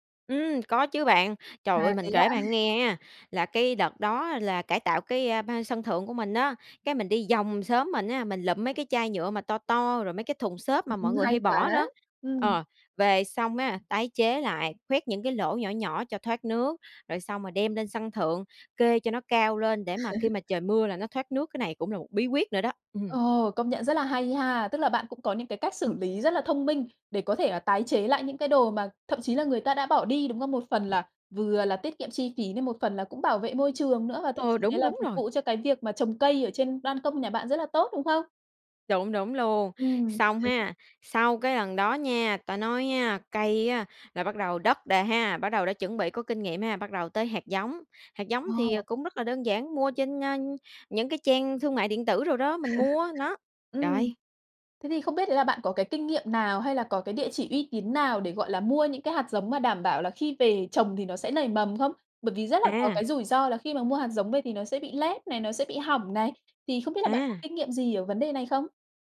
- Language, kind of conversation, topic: Vietnamese, podcast, Bạn có bí quyết nào để trồng rau trên ban công không?
- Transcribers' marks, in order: chuckle; laugh; tapping; other background noise; laugh